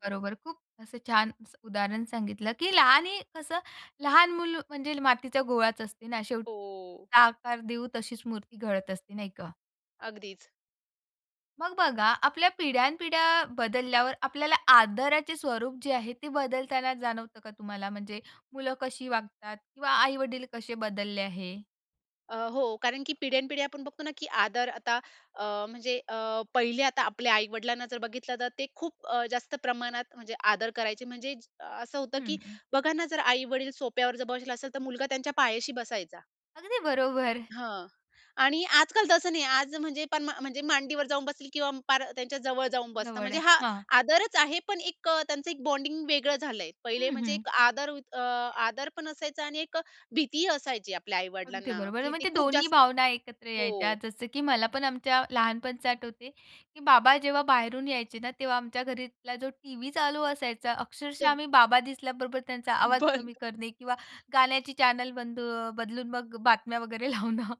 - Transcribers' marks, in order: unintelligible speech; joyful: "अगदी बरोबर"; tapping; laughing while speaking: "बंद"; in English: "चॅनल"; laughing while speaking: "वगैरे लावणं"
- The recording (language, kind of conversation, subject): Marathi, podcast, तुमच्या कुटुंबात आदर कसा शिकवतात?